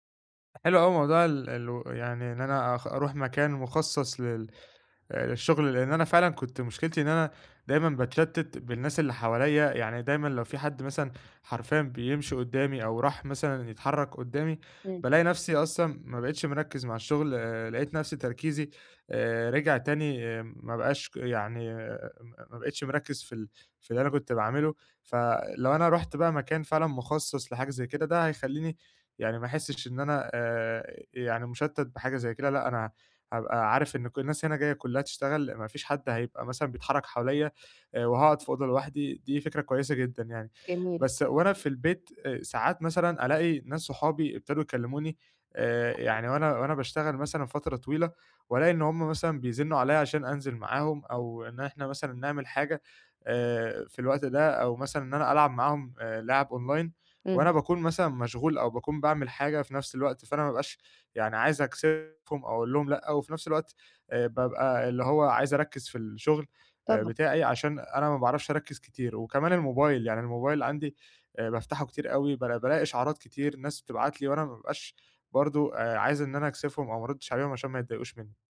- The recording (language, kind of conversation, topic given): Arabic, advice, إزاي أتعامل مع الانقطاعات والتشتيت وأنا مركز في الشغل؟
- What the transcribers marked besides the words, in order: tapping; unintelligible speech; in English: "online"